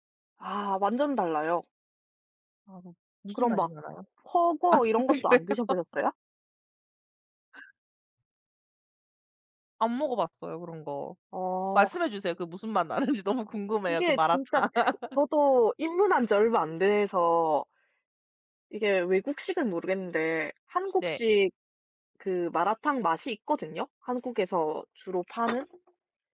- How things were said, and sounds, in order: tapping; wind; laugh; laughing while speaking: "그래요?"; laugh; laughing while speaking: "나는지"; laughing while speaking: "마라탕"; laugh
- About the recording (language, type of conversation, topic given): Korean, unstructured, 단맛과 짠맛 중 어떤 맛을 더 좋아하시나요?